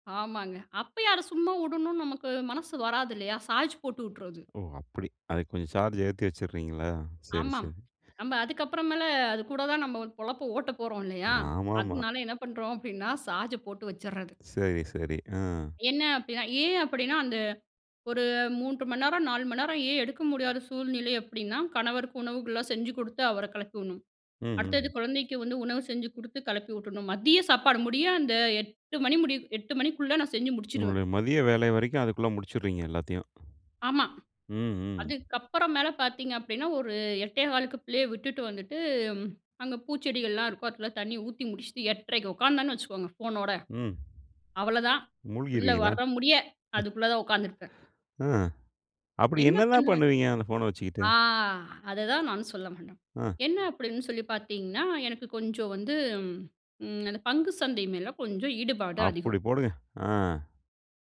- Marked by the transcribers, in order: other background noise; other noise; tapping; chuckle
- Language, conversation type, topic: Tamil, podcast, உங்கள் தினசரி கைப்பேசி பயன்படுத்தும் பழக்கத்தைப் பற்றி சொல்ல முடியுமா?